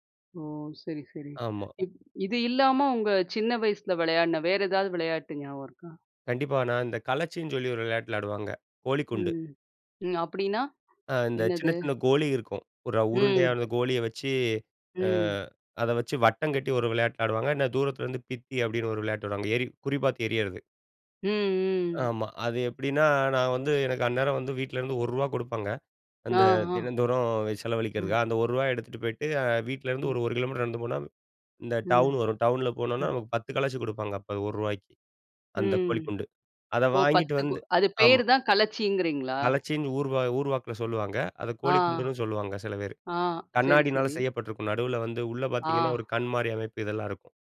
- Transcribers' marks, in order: other noise
- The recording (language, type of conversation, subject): Tamil, podcast, சிறுவயதில் உங்களுக்குப் பிடித்த விளையாட்டு என்ன, அதைப் பற்றி சொல்ல முடியுமா?